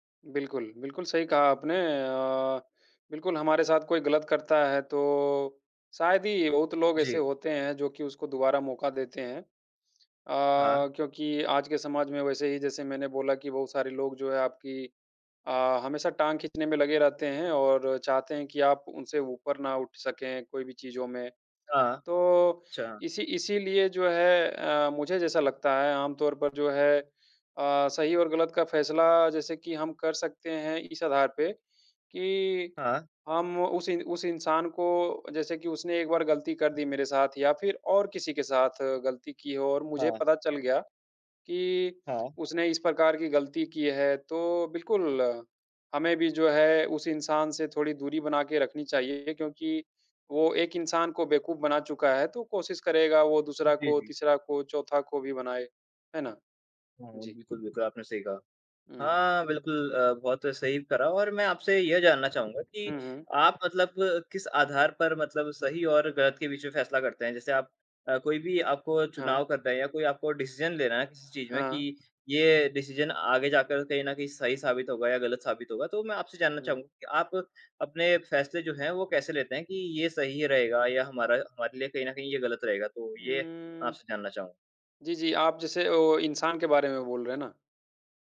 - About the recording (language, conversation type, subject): Hindi, unstructured, आपके लिए सही और गलत का निर्णय कैसे होता है?
- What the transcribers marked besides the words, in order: in English: "डिसीज़न"; in English: "डिसीज़न"